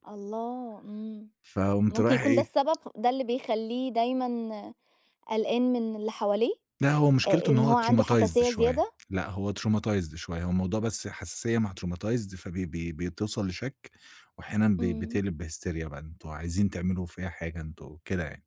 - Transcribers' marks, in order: tapping; in English: "traumatized"; in English: "traumatized"; in English: "traumatized"
- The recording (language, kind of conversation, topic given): Arabic, podcast, إزاي بتتعامل مع النقد وإنت فنان؟